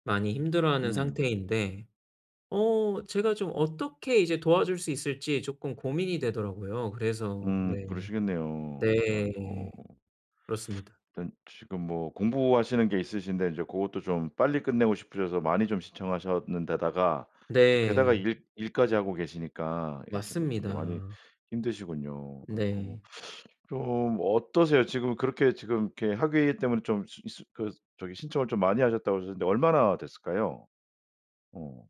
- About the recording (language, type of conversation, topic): Korean, advice, 친구가 힘들어할 때 어떻게 감정적으로 도와줄 수 있을까요?
- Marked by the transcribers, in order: other background noise; tapping